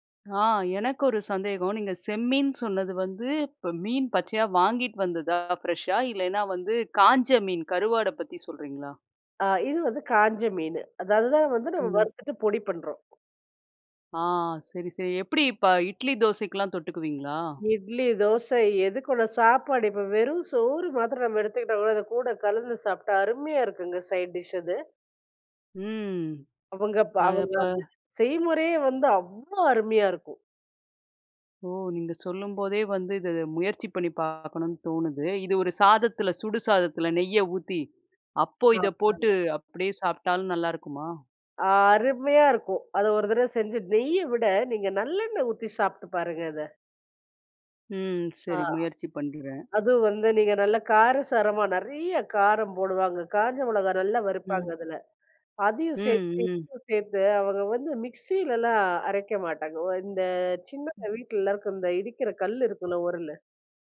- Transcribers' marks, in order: in English: "ஃப்ரெஷ்ஷா"; in English: "சைட் டிஷ்"; drawn out: "ம்"; surprised: "அவுங்க ப அவுங்க அது செய்முறையே வந்து அவ்வ அருமையா இருக்கும்"; "அவ்வளவு" said as "அவ்வ"; surprised: "ஓ! நீங்க சொல்லும்போதே வந்து, இத முயற்சி பண்ணி பாக்கணும்னு தோணுது"; "பண்றேன்" said as "பண்டுறேன்"; inhale; other background noise
- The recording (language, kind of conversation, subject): Tamil, podcast, உணவு சுடும் போது வரும் வாசனைக்கு தொடர்பான ஒரு நினைவை நீங்கள் பகிர முடியுமா?